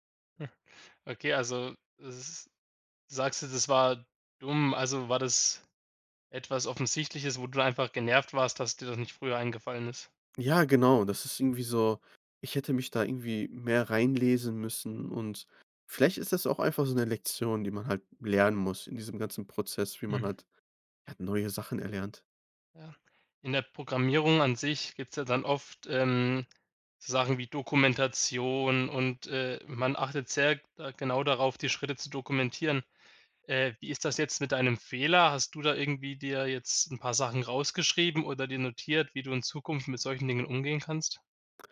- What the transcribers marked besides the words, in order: none
- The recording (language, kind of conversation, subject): German, podcast, Welche Rolle spielen Fehler in deinem Lernprozess?